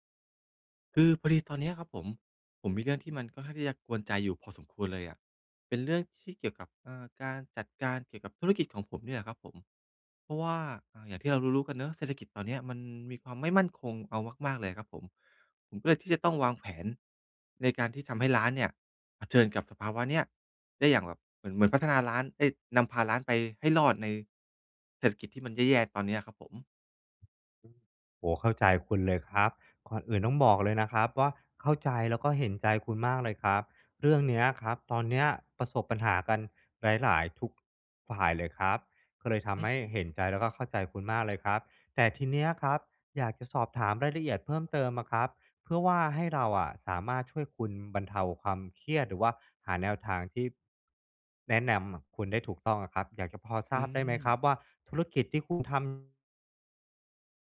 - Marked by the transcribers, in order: none
- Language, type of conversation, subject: Thai, advice, จะจัดการกระแสเงินสดของธุรกิจให้มั่นคงได้อย่างไร?